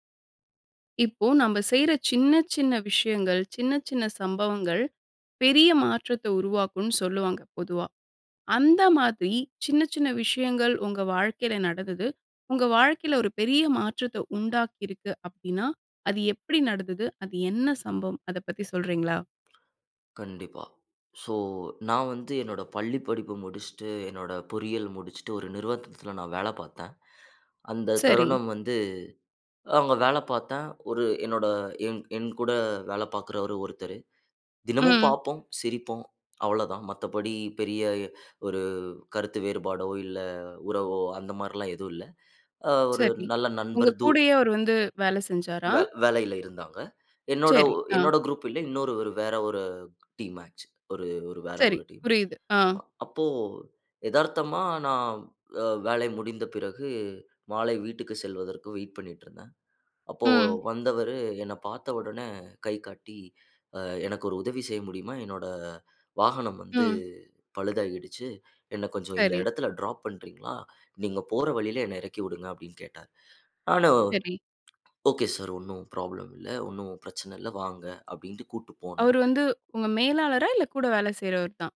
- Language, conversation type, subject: Tamil, podcast, ஒரு சிறிய சம்பவம் உங்கள் வாழ்க்கையில் பெரிய மாற்றத்தை எப்படிச் செய்தது?
- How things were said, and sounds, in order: other background noise; other noise; in English: "டீம் மேட்ச்"; in English: "ப்ராப்ளம்"